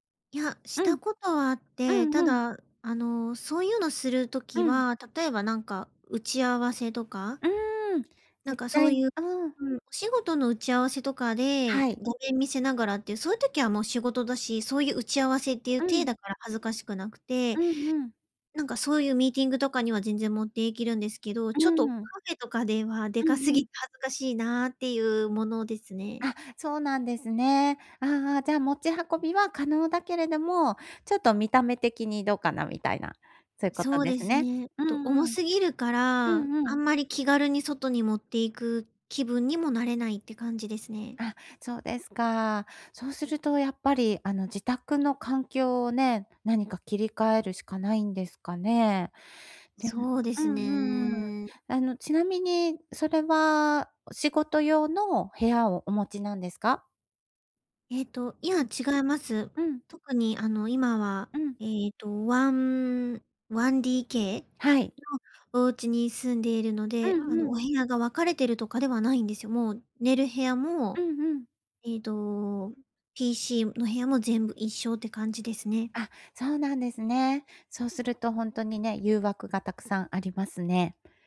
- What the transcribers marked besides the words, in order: other background noise
- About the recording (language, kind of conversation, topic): Japanese, advice, 環境を変えることで創造性をどう刺激できますか？